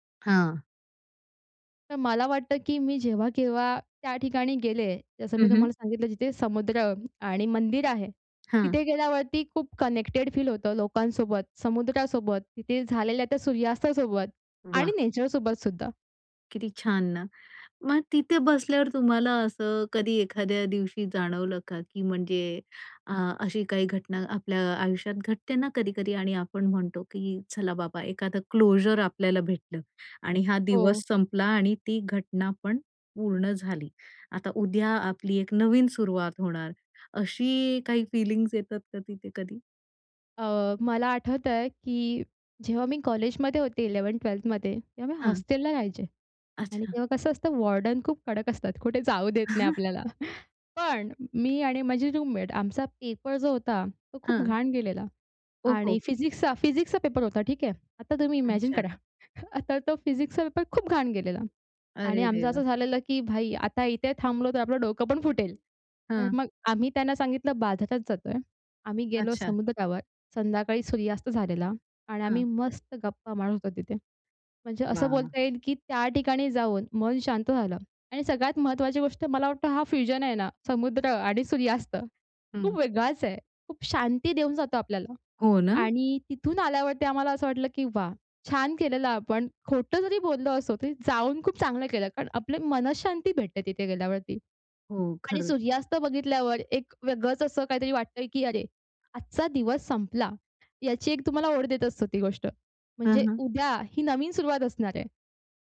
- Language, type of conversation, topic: Marathi, podcast, सूर्यास्त बघताना तुम्हाला कोणत्या भावना येतात?
- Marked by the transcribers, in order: other background noise; in English: "कनेक्टेड फील"; in English: "नेचरसोबत"; in English: "क्लोजर"; in English: "फीलिंग्स"; in English: "इलेवन्थ ट्वेल्थ"; in English: "हॉस्टेलला"; laughing while speaking: "कुठे जाऊ देत नाही आपल्याला"; chuckle; in English: "रूममेट"; in English: "इमॅजिन"; sad: "अरे देवा!"; in English: "फ्युजन"; joyful: "समुद्र आणि सूर्यास्त, खूप वेगळाच आहे"